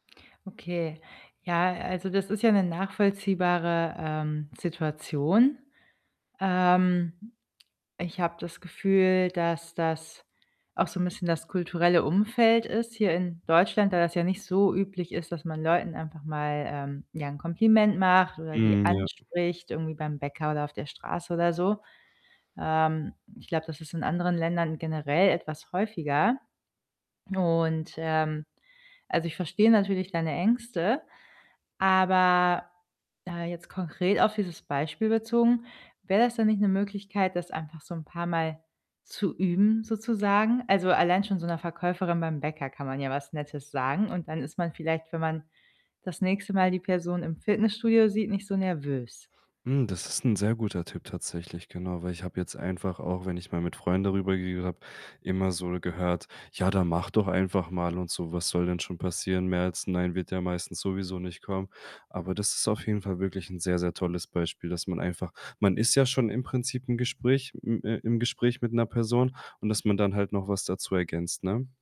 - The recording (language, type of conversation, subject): German, advice, Wie kann ich meine Selbstzweifel überwinden und trotzdem handeln?
- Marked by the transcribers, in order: static; other background noise